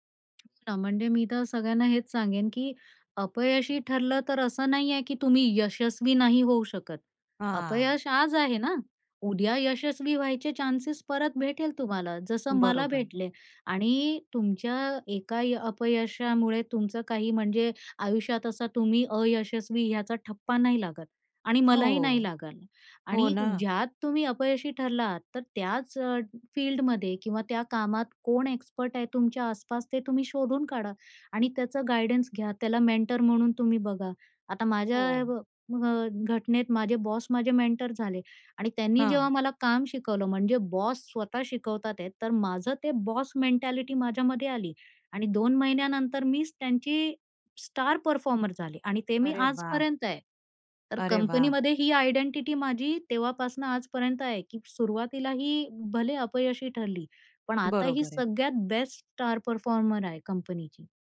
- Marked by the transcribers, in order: drawn out: "हां"; in English: "चान्सेस"; in English: "फील्डमध्ये"; in English: "एक्सपर्ट"; in English: "गाईडन्स"; in English: "मेंटर"; in English: "बॉस"; in English: "मेंटर"; in English: "बॉस"; in English: "बॉस मेंटॅलिटी"; in English: "स्टार परफॉर्मर"; in English: "आयडेंटिटी"; in English: "बेस्ट स्टार परफॉर्मर"
- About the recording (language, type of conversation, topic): Marathi, podcast, कामातील अपयशांच्या अनुभवांनी तुमची स्वतःची ओळख कशी बदलली?
- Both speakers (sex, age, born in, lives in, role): female, 35-39, India, United States, host; female, 45-49, India, India, guest